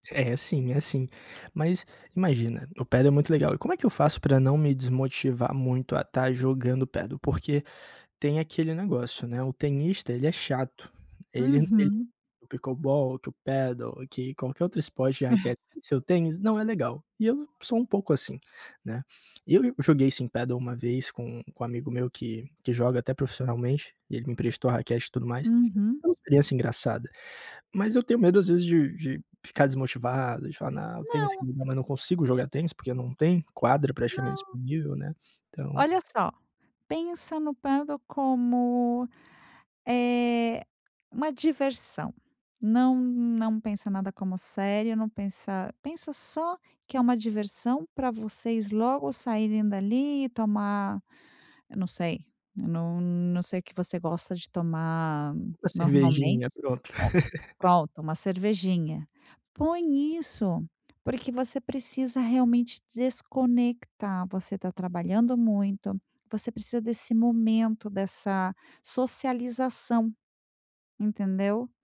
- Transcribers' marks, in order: unintelligible speech; laugh; unintelligible speech; tapping; laugh
- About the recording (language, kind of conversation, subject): Portuguese, advice, Como posso começar um novo hobby sem ficar desmotivado?